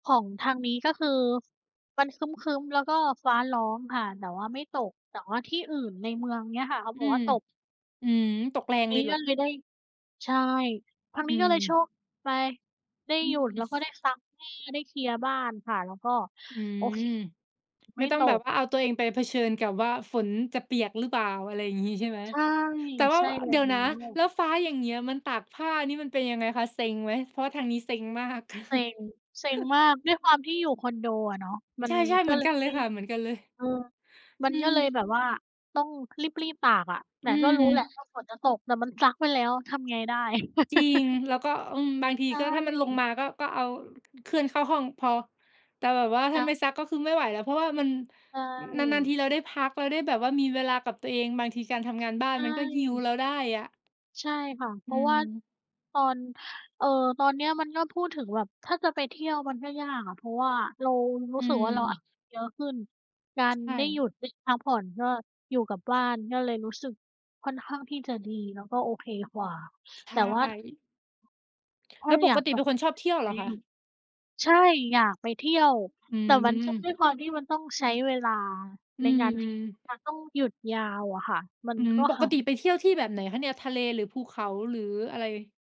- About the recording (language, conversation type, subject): Thai, unstructured, การได้เห็นสถานที่ที่เคยสวยงามแต่เปลี่ยนไปทำให้คุณรู้สึกอย่างไร?
- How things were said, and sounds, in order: other background noise; chuckle; tapping; chuckle; laugh; in English: "heal"